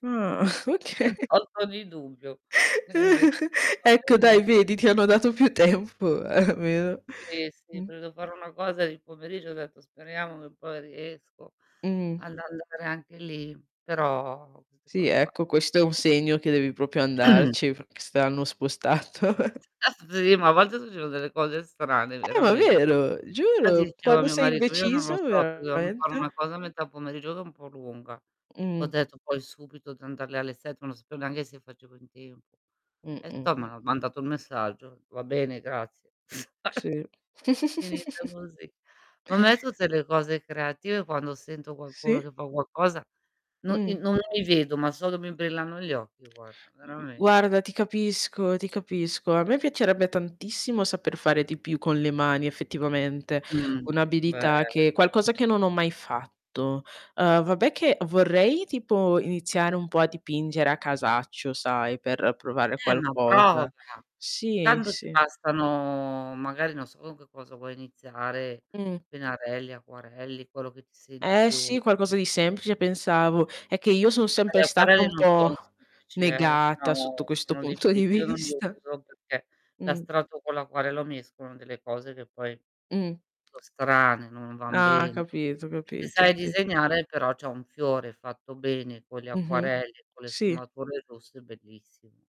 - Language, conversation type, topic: Italian, unstructured, Quale abilità ti piacerebbe imparare quest’anno?
- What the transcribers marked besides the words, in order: chuckle; laughing while speaking: "okay"; laughing while speaking: "Mi han tolto ogni dubbio"; laugh; distorted speech; mechanical hum; laughing while speaking: "più tempo"; tapping; other background noise; "proprio" said as "propio"; throat clearing; laughing while speaking: "spostato"; chuckle; unintelligible speech; chuckle; laughing while speaking: "punto di vista"